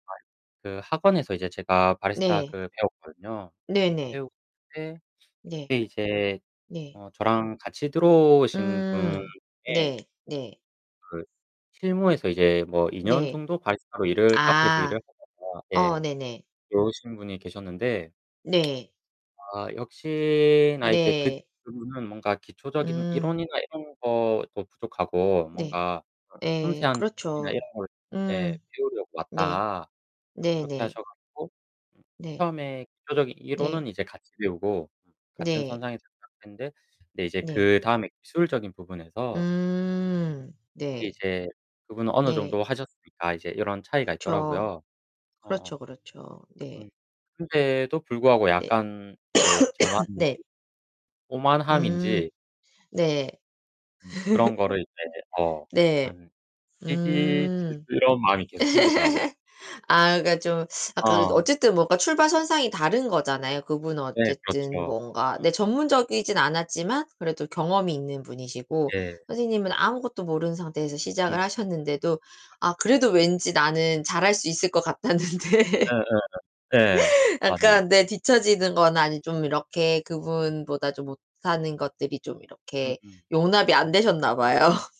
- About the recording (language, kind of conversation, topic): Korean, unstructured, 취미를 하면서 질투나 시기심을 느낀 적이 있나요?
- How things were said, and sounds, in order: unintelligible speech; other background noise; distorted speech; tapping; cough; laugh; unintelligible speech; laugh; laughing while speaking: "봐요"